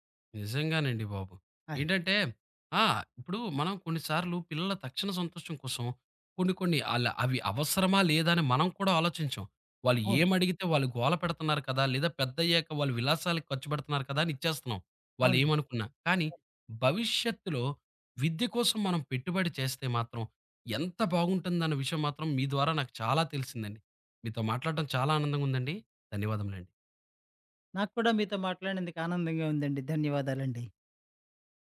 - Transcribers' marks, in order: other background noise
- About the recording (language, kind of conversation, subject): Telugu, podcast, పిల్లలకు తక్షణంగా ఆనందాలు కలిగించే ఖర్చులకే ప్రాధాన్యం ఇస్తారా, లేక వారి భవిష్యత్తు విద్య కోసం దాచిపెట్టడానికే ప్రాధాన్యం ఇస్తారా?